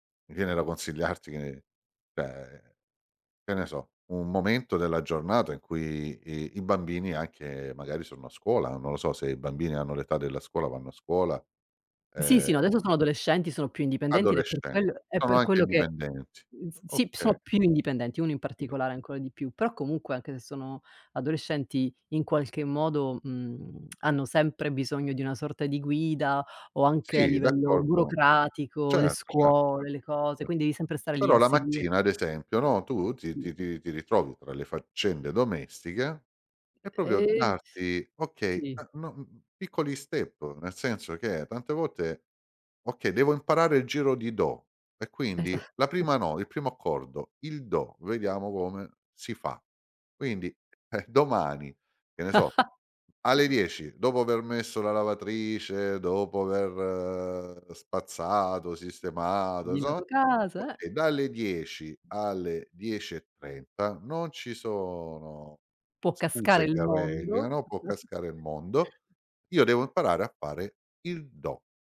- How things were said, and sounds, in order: lip smack; tapping; "proprio" said as "propio"; in English: "step"; laughing while speaking: "Esa"; chuckle; laugh; laughing while speaking: "eh"; drawn out: "aver"; unintelligible speech; "insomma" said as "inzoa"; other background noise; chuckle
- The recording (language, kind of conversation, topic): Italian, advice, In che modo il perfezionismo blocca i tuoi tentativi creativi?